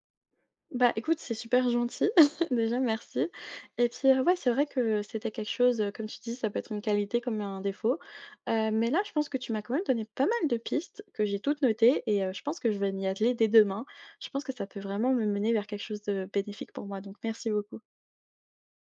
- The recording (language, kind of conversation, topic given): French, advice, Comment choisir une idée à développer quand vous en avez trop ?
- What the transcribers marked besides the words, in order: chuckle